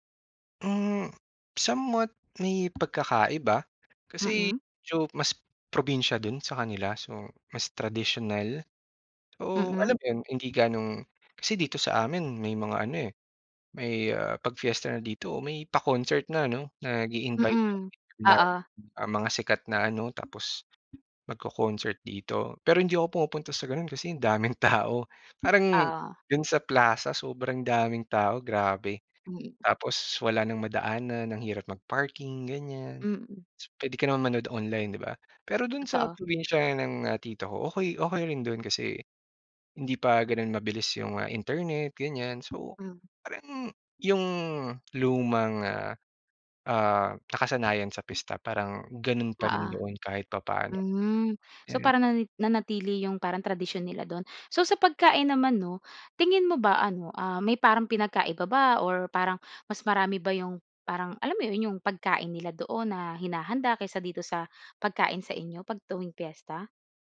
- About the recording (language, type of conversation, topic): Filipino, podcast, May alaala ka ba ng isang pista o selebrasyon na talagang tumatak sa’yo?
- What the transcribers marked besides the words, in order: in English: "somewhat"